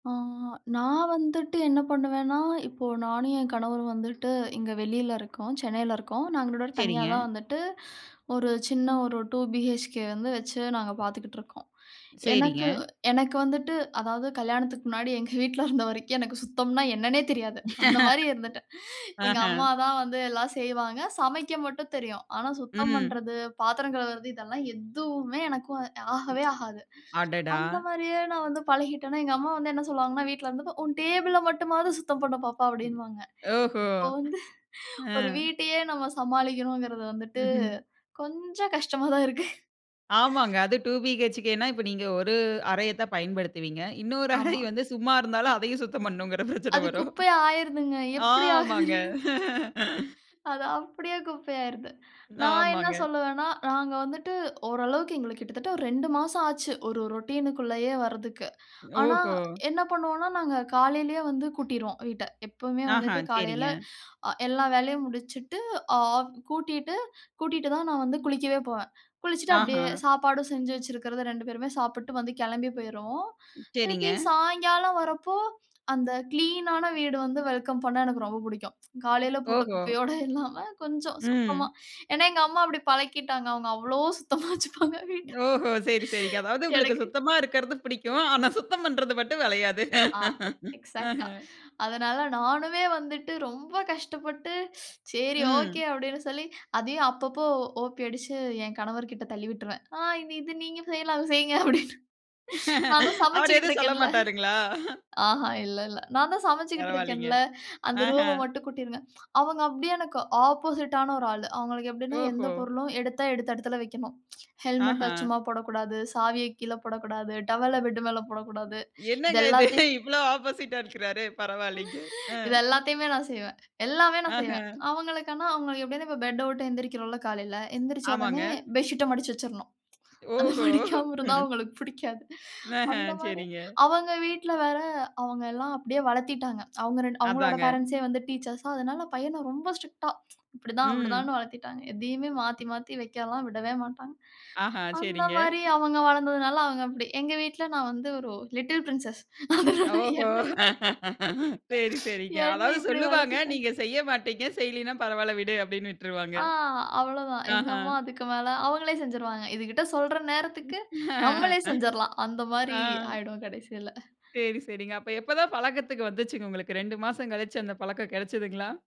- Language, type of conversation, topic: Tamil, podcast, வீட்டை எப்போதும் சீராக வைத்துக்கொள்ள நீங்கள் எப்படித் தொடங்க வேண்டும் என்று கூறுவீர்களா?
- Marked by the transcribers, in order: drawn out: "ஆ"; laughing while speaking: "எங்க வீட்ல இருந்த"; laugh; laughing while speaking: "எங்க அம்மா தான் வந்து"; other noise; laughing while speaking: "இப்ப வந்து ஒரு வீட்டையே நம்ம சமாளிக்கணும்ங்கறது வந்துட்டு கொஞ்சம் கஷ்டமா தான் இருக்கு"; laughing while speaking: "இன்னொரு அறை வந்து சும்மா இருந்தாலும் அதயும் சுத்தம் பண்ணணும்ன்கிற பிரச்சன வரும். ஆமாங்க"; laughing while speaking: "தெரியல்ல"; laugh; in English: "ரொட்டினுக்கு"; laughing while speaking: "அவ்ளோ சுத்தமா வச்சுப்பாங்க வீட்ட. எனக்கு"; laughing while speaking: "ஆனா சுத்தம் பண்றது மட்டும் வளையாது"; in English: "எக்ஸாட்டா"; laugh; laughing while speaking: "ஆ இது நீங்க செய்யலாம். அத செய்யுங்க. அப்டினு. நானும் சமைச்சுகிட்டு இருக்கேன்ல"; laugh; laughing while speaking: "அவர் எதும் சொல்லமாட்டாருங்களா?"; in English: "ஆப்போசிட்டான"; in English: "டவல்ல பெட்"; laughing while speaking: "ம். என்னங்க இது இவ்ளோ ஆப்போசிட்டா இருக்குறாரு பரவால்லிங்க. அ"; laughing while speaking: "இது எல்லாத்தையுமே நான் செய்வேன்"; laughing while speaking: "ஓஹோ!"; laughing while speaking: "அத மடிக்காம இருந்தா அவங்களுக்கு புடிக்காது"; tapping; laughing while speaking: "Little Princess அதனால என்னயு"; laugh; laughing while speaking: "என்ன இப்டி வளர்த்திட்டாங்க"; laugh